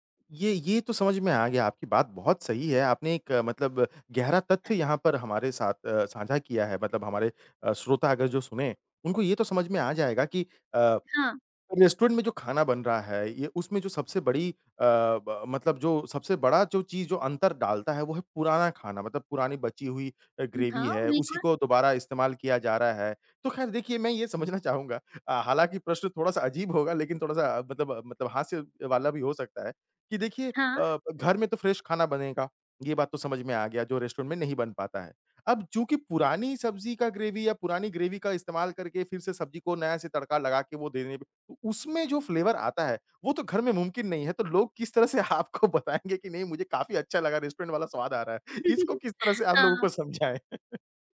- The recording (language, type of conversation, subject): Hindi, podcast, रेस्तरां जैसा स्वाद घर पर कैसे ला सकते हैं?
- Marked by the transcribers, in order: other background noise; in English: "ग्रैवी"; in English: "फ्रेश"; in English: "रेस्टोरेंट"; in English: "ग्रैवी"; in English: "ग्रैवी"; in English: "फ्लेवर"; laughing while speaking: "तरह से आपको बताएँगे कि नहीं, मुझे काफ़ी"; in English: "रेस्टोरेंट"; chuckle; laughing while speaking: "समझाएँ?"; chuckle